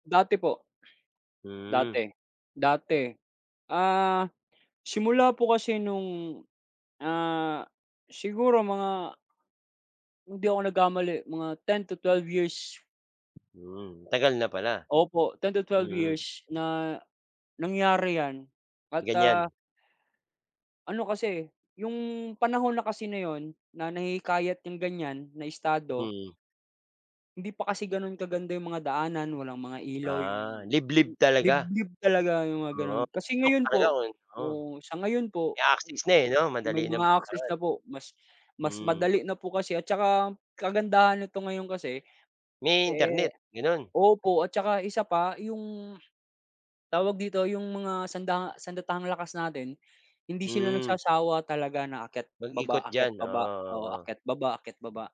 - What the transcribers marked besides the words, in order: other background noise; tapping
- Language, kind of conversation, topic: Filipino, unstructured, Ano ang palagay mo tungkol sa mga protestang nagaganap ngayon?